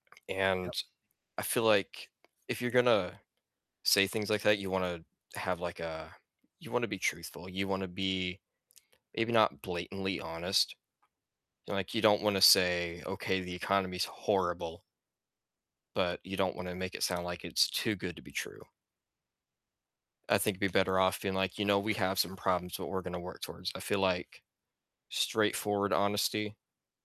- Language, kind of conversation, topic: English, unstructured, What does honesty mean to you in everyday life?
- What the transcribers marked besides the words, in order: tapping; other background noise